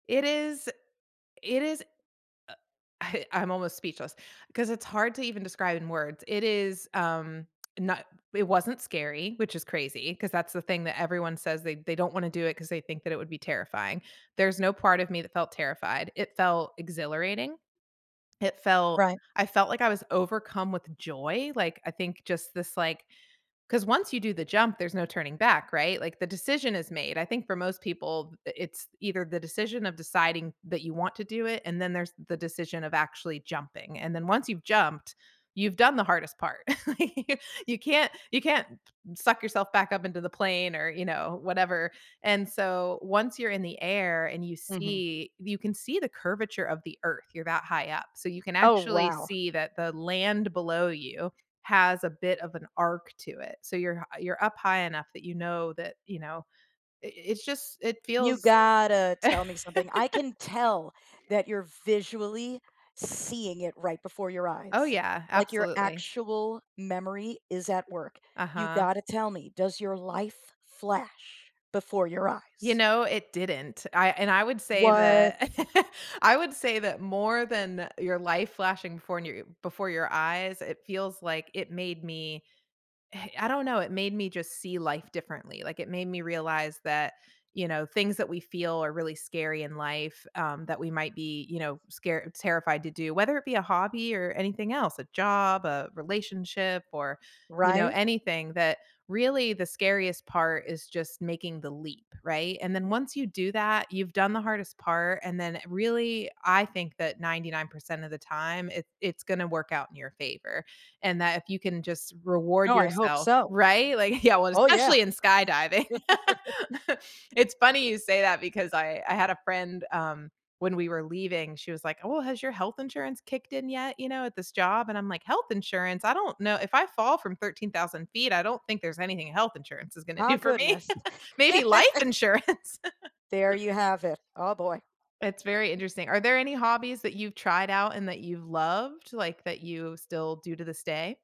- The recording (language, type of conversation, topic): English, unstructured, What hobby have you always wanted to try but never did?
- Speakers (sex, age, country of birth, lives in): female, 35-39, United States, United States; female, 40-44, United States, United States
- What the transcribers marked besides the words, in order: laugh; laughing while speaking: "Like, you"; other background noise; drawn out: "gotta"; laugh; chuckle; chuckle; laugh; chuckle; laugh; laughing while speaking: "insurance"; chuckle